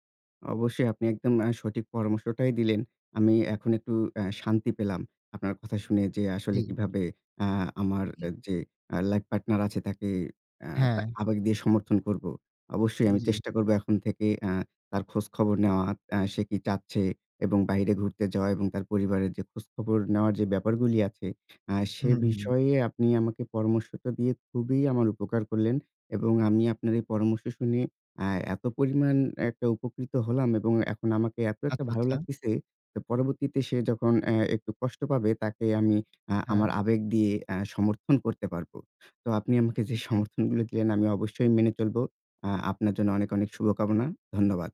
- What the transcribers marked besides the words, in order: tapping
- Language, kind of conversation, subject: Bengali, advice, কঠিন সময়ে আমি কীভাবে আমার সঙ্গীকে আবেগীয় সমর্থন দিতে পারি?